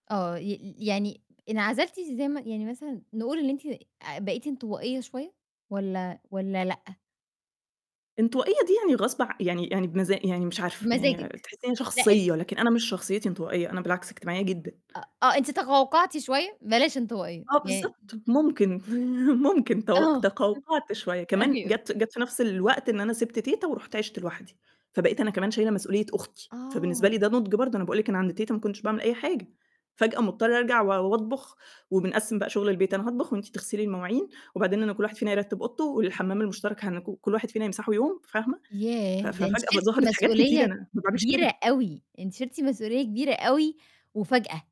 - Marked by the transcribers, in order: distorted speech; other noise; chuckle; laughing while speaking: "ممكن"; laughing while speaking: "أيوه"; tapping
- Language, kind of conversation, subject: Arabic, podcast, إيه هي اللحظة اللي حسّيت فيها إنك نضجت فجأة؟